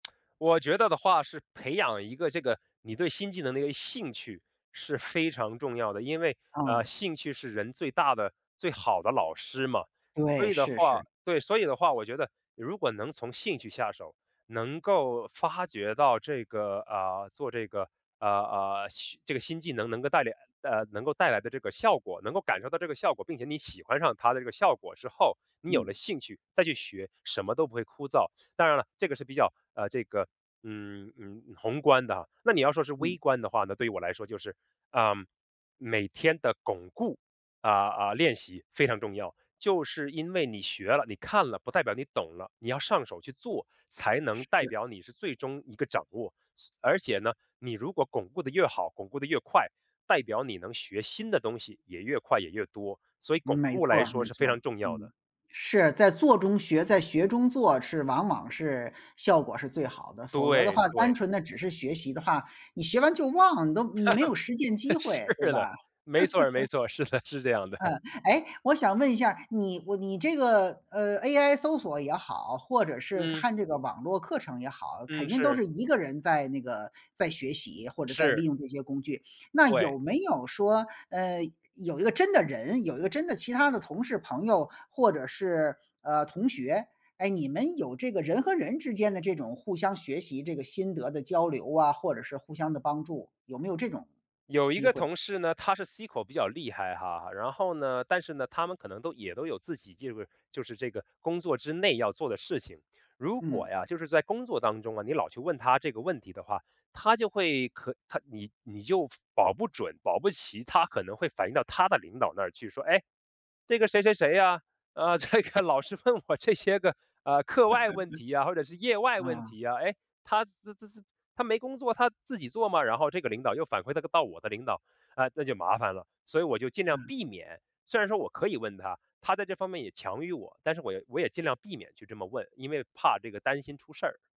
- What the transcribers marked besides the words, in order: lip smack; other background noise; laugh; laughing while speaking: "是的"; laughing while speaking: "是的，是这样的"; laugh; other noise; laughing while speaking: "这个老是问我这些个"; laugh
- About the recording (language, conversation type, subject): Chinese, podcast, 你最近学了什么新技能，是怎么开始的？